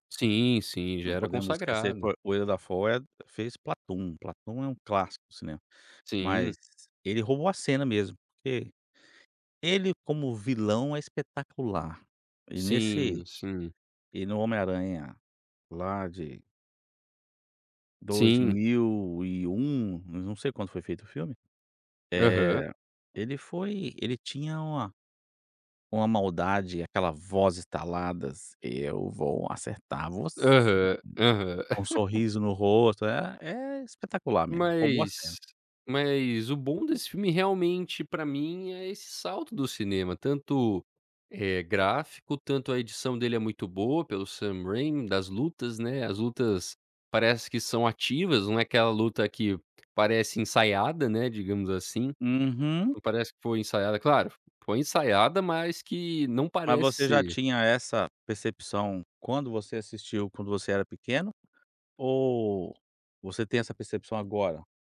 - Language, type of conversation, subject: Portuguese, podcast, Me conta sobre um filme que marcou sua vida?
- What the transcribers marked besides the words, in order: put-on voice: "Eu vou acertar você!"; giggle